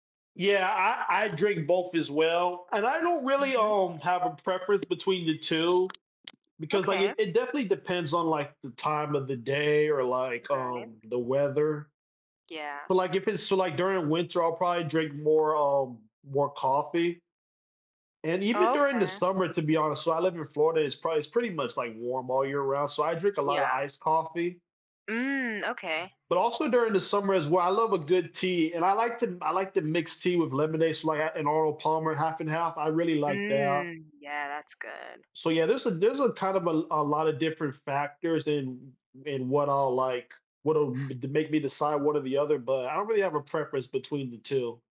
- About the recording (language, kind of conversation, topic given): English, unstructured, What factors shape your preference for coffee or tea?
- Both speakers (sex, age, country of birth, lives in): female, 30-34, United States, United States; male, 20-24, United States, United States
- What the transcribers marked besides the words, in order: tapping; other background noise; inhale